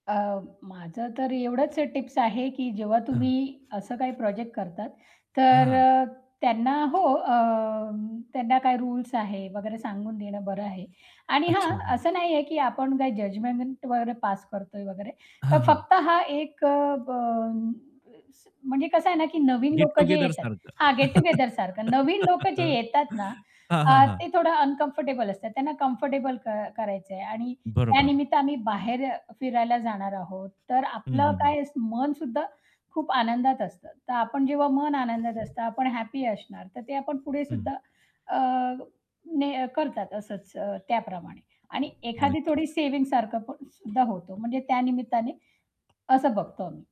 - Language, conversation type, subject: Marathi, podcast, या प्रकल्पामुळे तुमच्या आयुष्यात कोणते बदल झाले?
- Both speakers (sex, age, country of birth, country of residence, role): female, 35-39, India, India, guest; male, 30-34, India, India, host
- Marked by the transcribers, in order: tapping; static; distorted speech; other background noise; in English: "गेट टुगेदरसारखं"; mechanical hum; in English: "गेट टूगेदरसारखं"; laugh; inhale; in English: "कम्फर्टेबल"; cough